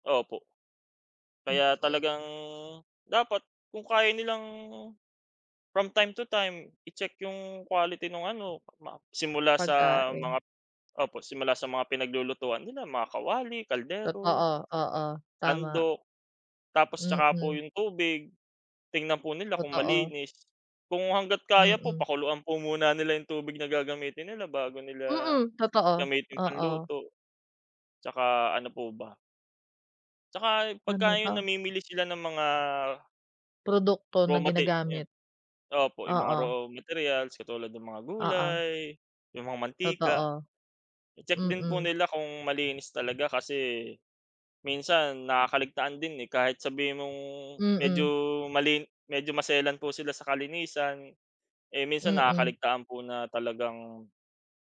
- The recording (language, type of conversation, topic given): Filipino, unstructured, Ano ang palagay mo sa mga taong hindi pinapahalagahan ang kalinisan ng pagkain?
- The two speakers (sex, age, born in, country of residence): female, 30-34, Philippines, Philippines; male, 25-29, Philippines, Philippines
- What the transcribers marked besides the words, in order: drawn out: "talagang"; drawn out: "nilang"; drawn out: "mga"; drawn out: "mong"; drawn out: "talagang"